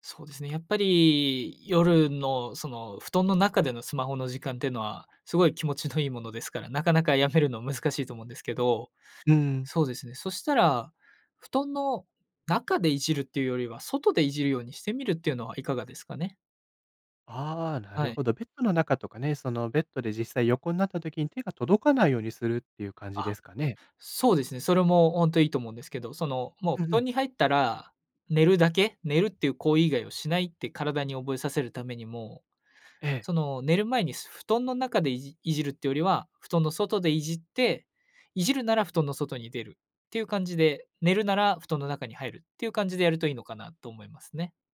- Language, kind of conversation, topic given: Japanese, advice, 夜に寝つけず睡眠リズムが乱れているのですが、どうすれば整えられますか？
- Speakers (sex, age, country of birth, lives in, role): male, 20-24, Japan, Japan, advisor; male, 25-29, Japan, Portugal, user
- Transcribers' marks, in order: "ほんと" said as "おんと"